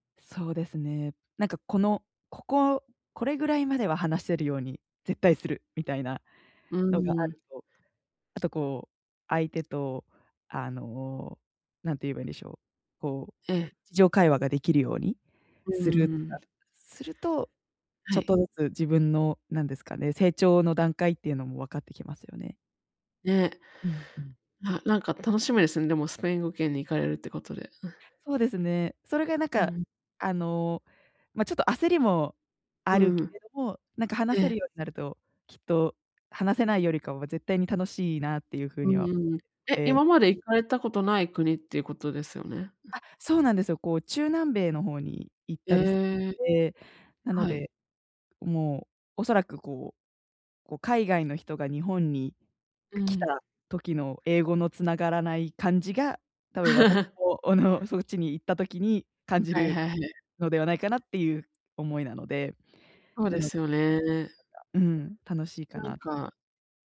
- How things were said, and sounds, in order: tapping; chuckle; other background noise; unintelligible speech
- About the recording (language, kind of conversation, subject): Japanese, advice, どうすれば集中力を取り戻して日常を乗り切れますか？